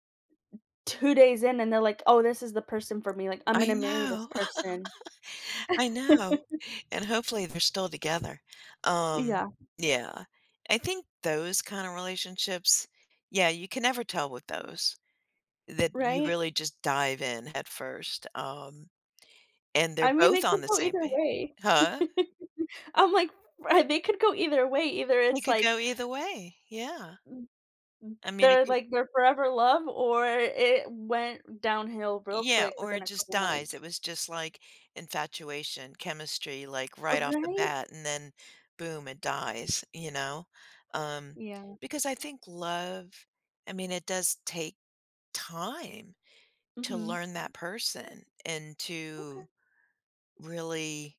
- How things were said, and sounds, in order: tapping; laugh; chuckle; other background noise; laugh
- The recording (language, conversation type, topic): English, unstructured, What helps create a strong foundation of trust in a relationship?
- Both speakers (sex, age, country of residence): female, 30-34, United States; female, 65-69, United States